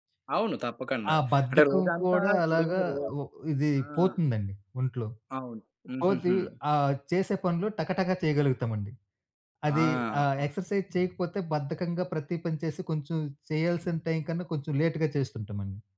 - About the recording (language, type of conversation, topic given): Telugu, podcast, ఉత్పాదకంగా ఉండడానికి మీరు పాటించే రోజువారీ దినచర్య ఏమిటి?
- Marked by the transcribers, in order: in English: "ఎక్సర్సైజ్"; in English: "లేట్‌గా"